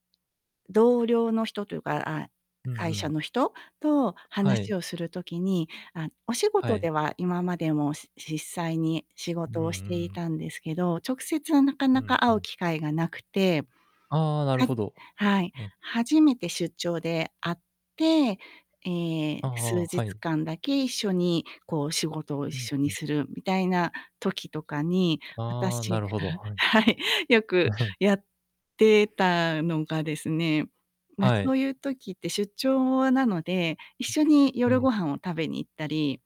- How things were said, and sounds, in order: static; tapping; laughing while speaking: "はい"; laugh; distorted speech
- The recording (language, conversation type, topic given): Japanese, podcast, 雑談を深めるためのコツはありますか？